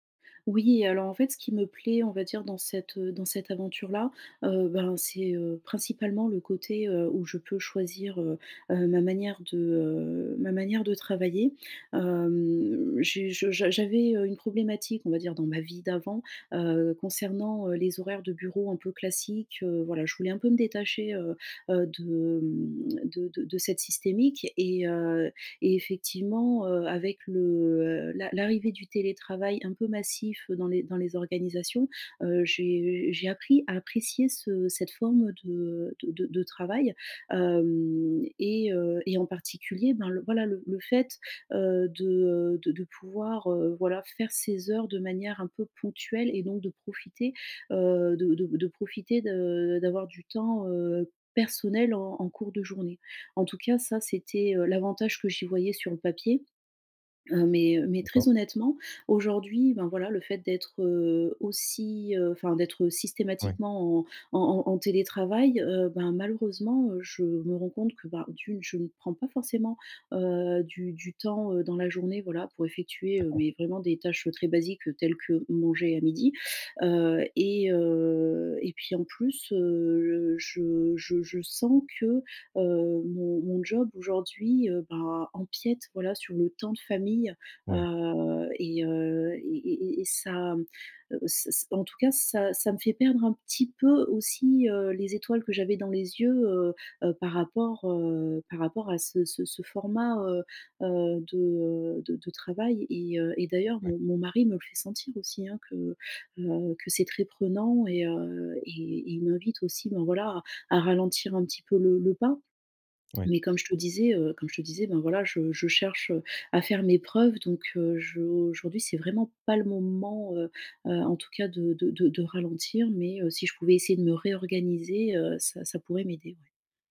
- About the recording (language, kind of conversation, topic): French, advice, Comment puis-je mieux séparer mon temps de travail de ma vie personnelle ?
- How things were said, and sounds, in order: drawn out: "Hem"; other background noise; stressed: "personnel"; drawn out: "heu"; stressed: "moment"